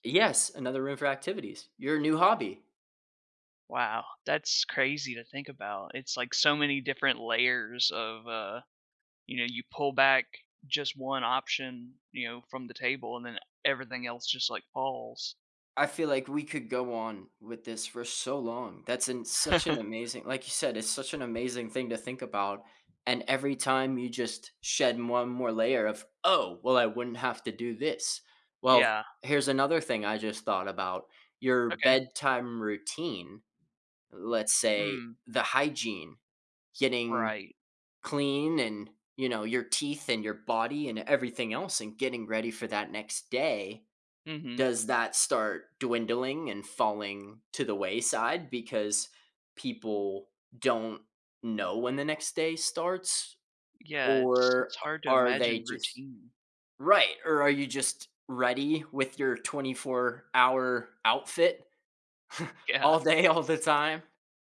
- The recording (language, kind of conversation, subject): English, unstructured, How would you prioritize your day without needing to sleep?
- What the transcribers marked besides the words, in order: tapping; chuckle; chuckle; laughing while speaking: "all day, all the time?"; laughing while speaking: "Yeah"